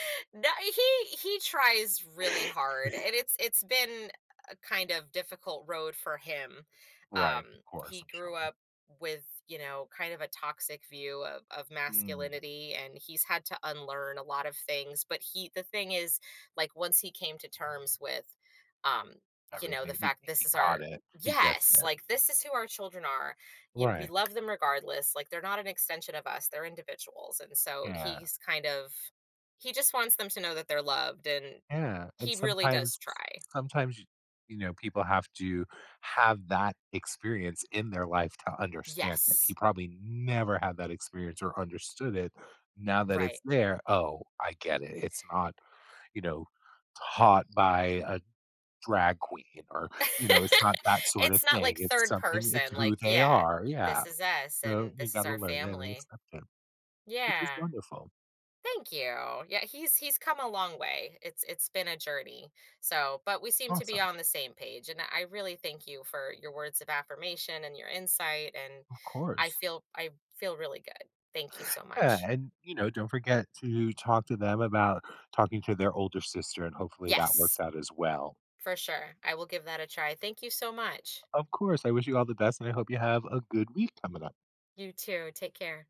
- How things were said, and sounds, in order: chuckle; stressed: "Yes"; tapping; other background noise; stressed: "never"; laugh
- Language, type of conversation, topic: English, advice, How can I manage feeling overwhelmed by daily responsibilities?